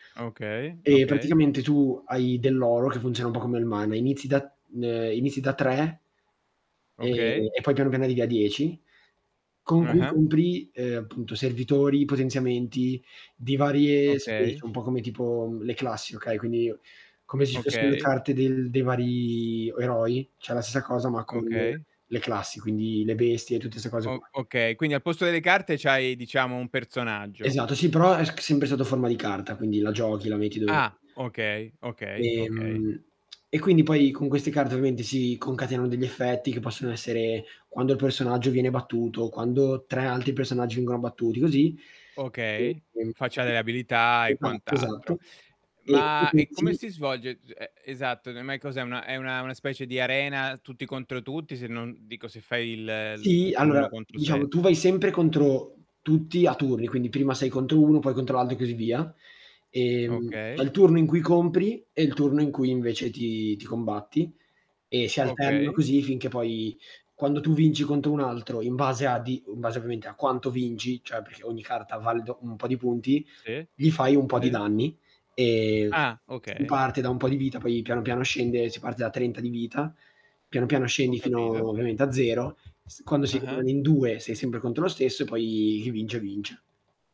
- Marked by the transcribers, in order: static; distorted speech; "cioè" said as "ceh"; lip smack; tapping; unintelligible speech; other background noise; unintelligible speech
- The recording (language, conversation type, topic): Italian, unstructured, Qual è il tuo hobby preferito e perché ti piace così tanto?